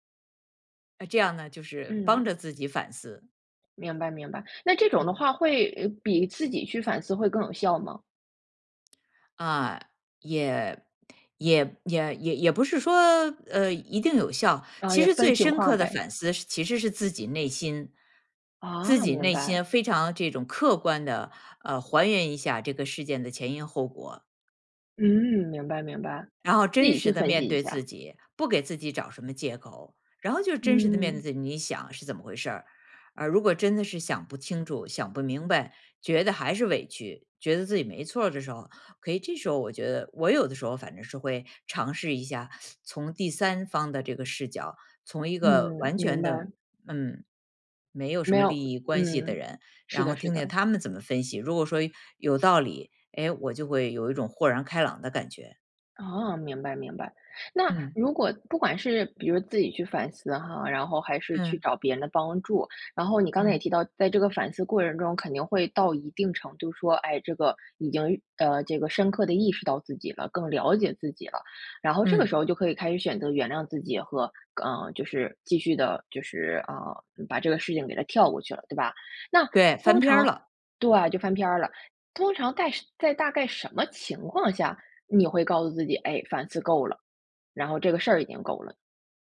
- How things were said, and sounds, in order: lip smack; teeth sucking
- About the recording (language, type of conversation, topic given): Chinese, podcast, 什么时候该反思，什么时候该原谅自己？